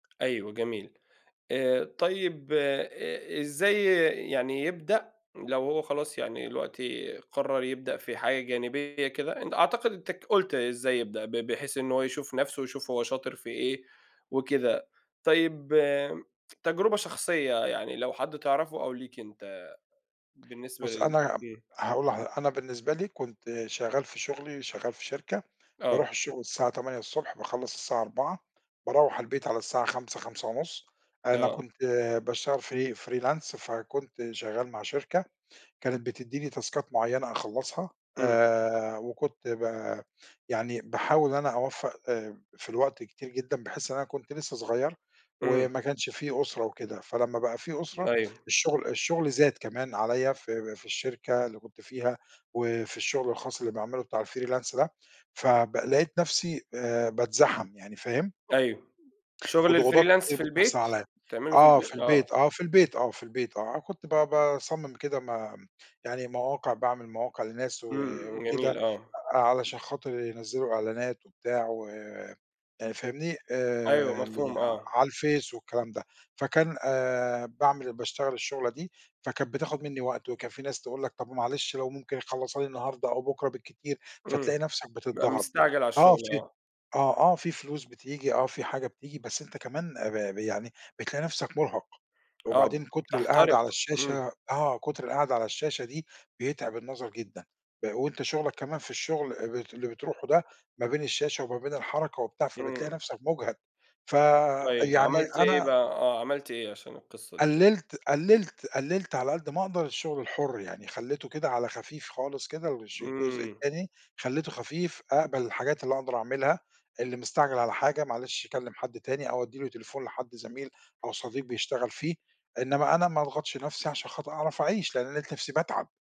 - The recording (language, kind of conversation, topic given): Arabic, podcast, إيه رأيك في المشاريع الجانبية؟
- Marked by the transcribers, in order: tapping; in English: "free freelance"; in English: "تاسكات"; in English: "الfreelance"; in English: "الfreelance"